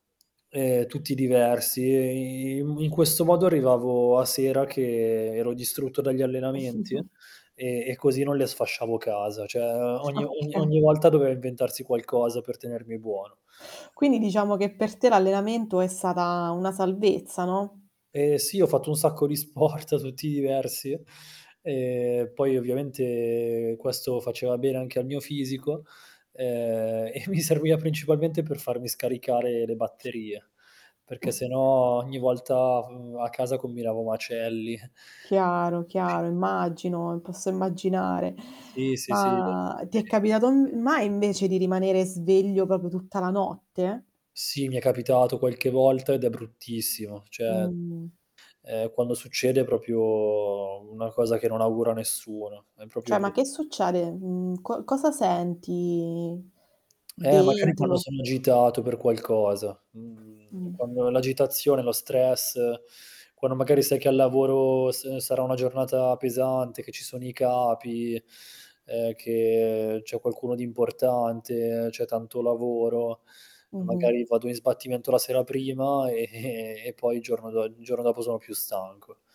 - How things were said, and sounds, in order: drawn out: "diversi"; static; chuckle; "Okay" said as "okkè"; laughing while speaking: "sport"; teeth sucking; chuckle; chuckle; distorted speech; drawn out: "Ma"; unintelligible speech; "proprio" said as "propio"; other noise; "proprio" said as "propio"; "Cioè" said as "ceh"; drawn out: "senti"; lip smack; teeth sucking
- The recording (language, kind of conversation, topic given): Italian, podcast, Hai consigli per affrontare l’insonnia occasionale?